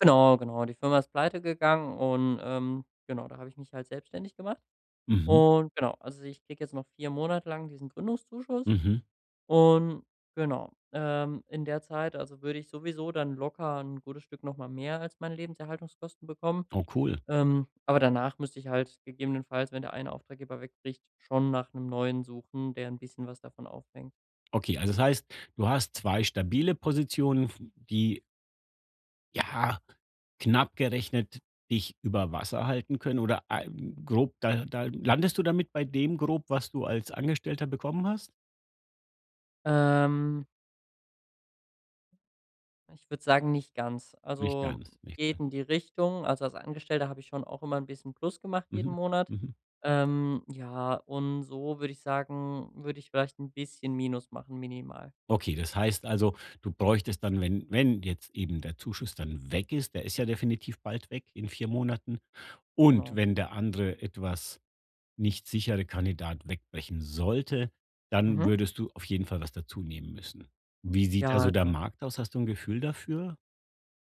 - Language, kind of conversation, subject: German, advice, Wie kann ich in der frühen Gründungsphase meine Liquidität und Ausgabenplanung so steuern, dass ich das Risiko gering halte?
- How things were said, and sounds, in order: other background noise; drawn out: "Ähm"; chuckle; stressed: "wenn"; stressed: "und"; stressed: "sollte"